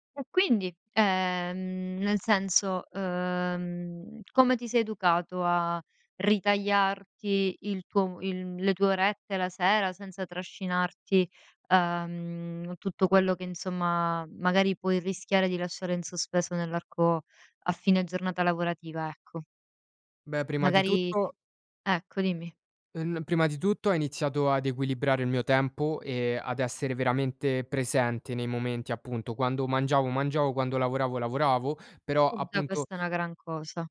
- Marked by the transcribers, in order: tapping
- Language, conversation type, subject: Italian, podcast, Qual è il tuo consiglio per disconnetterti la sera?
- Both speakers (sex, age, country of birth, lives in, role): female, 35-39, Italy, Italy, host; male, 20-24, Romania, Romania, guest